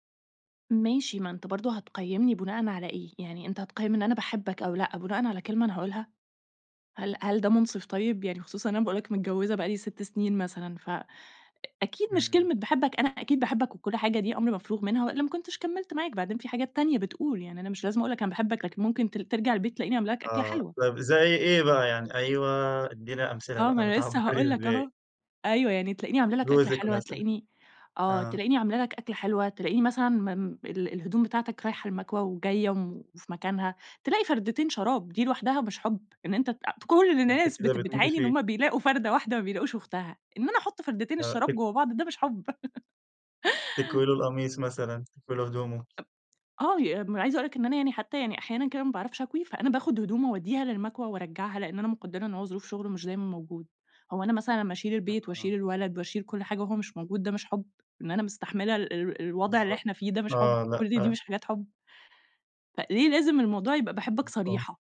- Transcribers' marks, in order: laughing while speaking: "بتعبري إزاي؟"; other background noise; laugh; tapping; other noise
- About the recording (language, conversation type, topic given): Arabic, podcast, إزاي بتقولوا لبعض بحبك أو بتعبّروا عن تقديركم لبعض كل يوم؟